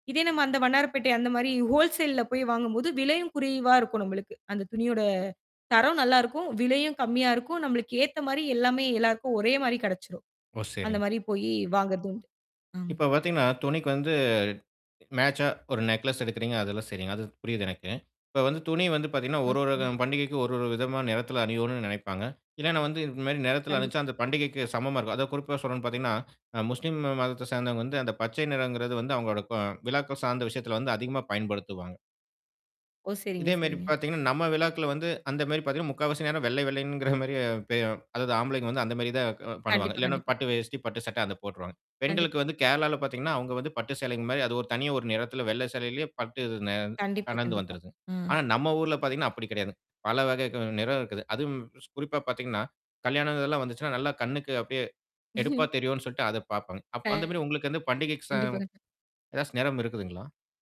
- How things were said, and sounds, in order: in English: "ஹோல்சேல்ல"; distorted speech; unintelligible speech; laughing while speaking: "வெள்ளைங்கிற மாதிரியே"; other background noise; chuckle; unintelligible speech
- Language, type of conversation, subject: Tamil, podcast, பண்டிகைகளுக்கு உடையை எப்படி தேர்வு செய்கிறீர்கள்?